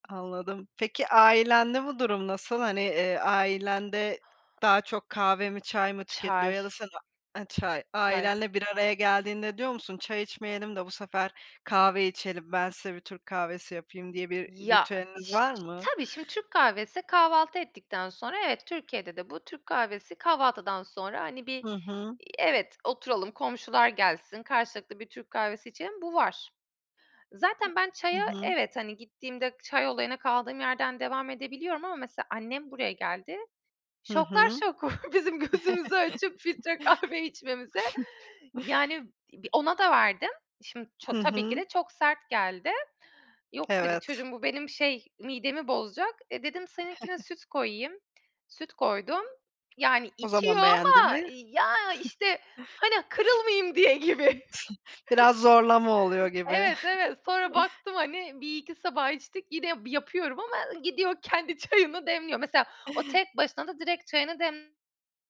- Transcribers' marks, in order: other background noise; chuckle; laughing while speaking: "bizim gözümüzü açıp filtre kahve"; giggle; giggle; giggle; laughing while speaking: "diye gibi"; other noise; chuckle; laughing while speaking: "kendi çayını"; tapping
- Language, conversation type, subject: Turkish, podcast, Kahve ya da çay ritüelini nasıl yaşıyorsun?